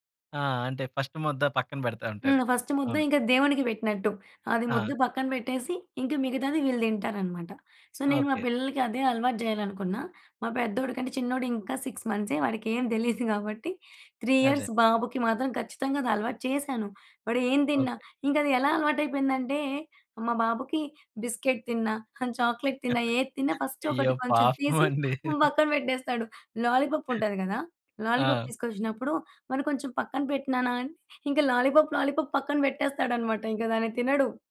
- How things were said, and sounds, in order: in English: "సో"; in English: "సిక్స్"; laughing while speaking: "దెలీదు"; in English: "త్రీ ఇయర్స్"; other background noise; in English: "బిస్కెట్"; giggle; in English: "చాక్లేట్"; chuckle; laughing while speaking: "అయ్యో! పాపం అండి"; in English: "ఫస్ట్"; in English: "లాలీపాప్"; in English: "లాలీపాప్, లాలీపాప్"
- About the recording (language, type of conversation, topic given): Telugu, podcast, మీ ఇంట్లో భోజనం మొదలయ్యే ముందు సాధారణంగా మీరు ఏమి చేస్తారు?